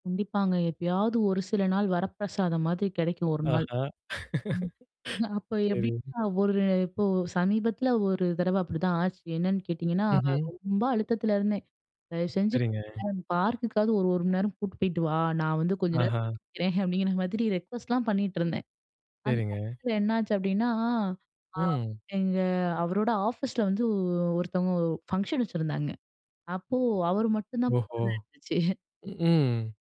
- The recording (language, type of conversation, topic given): Tamil, podcast, மனஅழுத்தமான ஒரு நாளுக்குப் பிறகு நீங்கள் என்ன செய்கிறீர்கள்?
- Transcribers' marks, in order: wind; laugh; other background noise; tapping; put-on voice: "ரொம்ப"; laughing while speaking: "அப்டிங்கிற"; put-on voice: "அந்த சமயத்தில"; put-on voice: "போறதா"; laugh